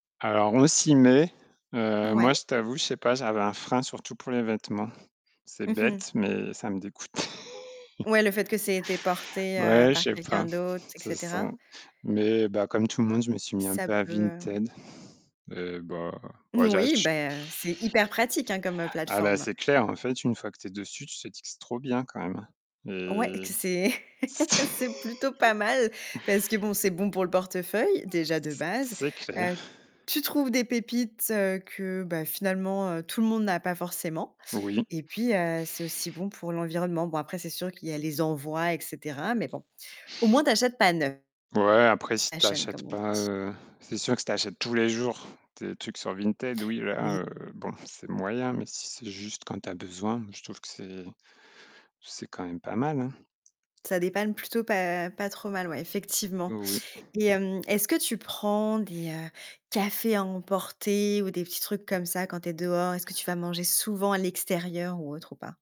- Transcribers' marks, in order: chuckle; unintelligible speech; laugh; chuckle; other background noise; distorted speech; stressed: "tous les jours"; tapping; stressed: "souvent"
- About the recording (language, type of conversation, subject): French, podcast, Que fais-tu au quotidien pour réduire tes déchets ?